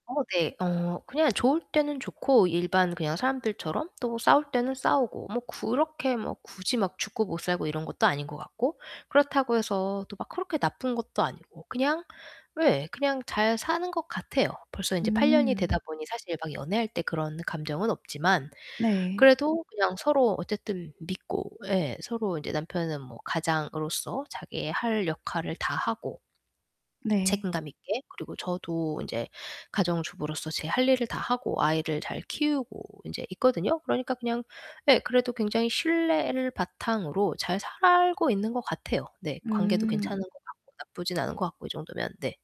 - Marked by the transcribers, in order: other background noise; distorted speech
- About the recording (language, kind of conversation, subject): Korean, advice, 새로운 연애를 하면서 자꾸 전 연인과 비교하게 되는데, 어떻게 하면 좋을까요?
- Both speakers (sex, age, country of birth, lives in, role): female, 40-44, South Korea, France, advisor; female, 40-44, United States, United States, user